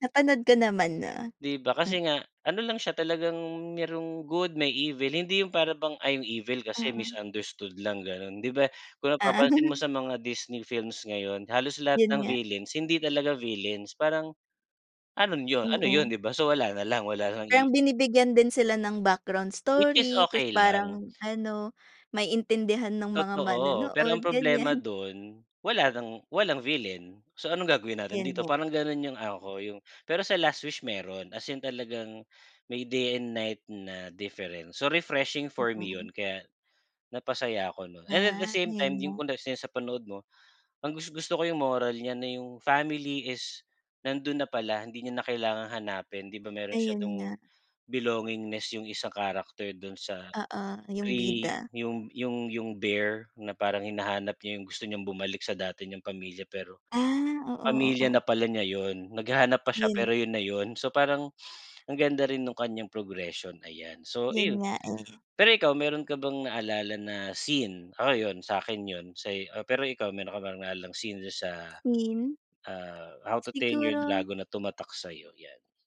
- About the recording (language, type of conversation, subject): Filipino, unstructured, Ano ang huling pelikulang talagang nagpasaya sa’yo?
- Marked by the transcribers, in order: other background noise; chuckle; in English: "villains"; in English: "villains"; in English: "villain"; in English: "difference, so refreshing for me"